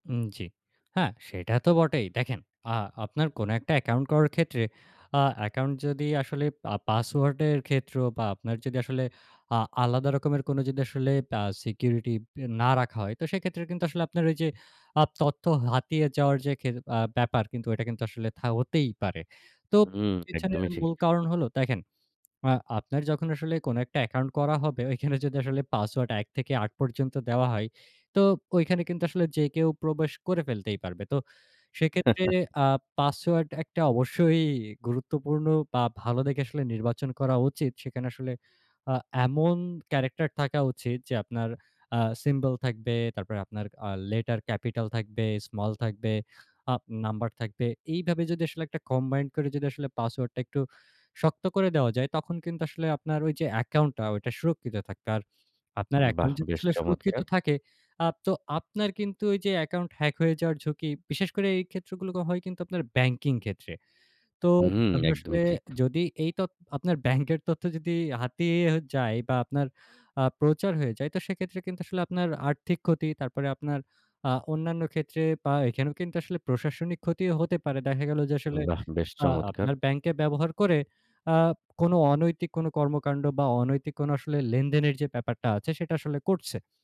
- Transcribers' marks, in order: lip smack; laugh; stressed: "এমন"
- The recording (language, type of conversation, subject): Bengali, podcast, অনলাইনে আপনার ব্যক্তিগত তথ্য কীভাবে সুরক্ষিত রাখবেন?
- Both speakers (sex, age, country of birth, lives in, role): male, 25-29, Bangladesh, Bangladesh, guest; male, 30-34, Bangladesh, Bangladesh, host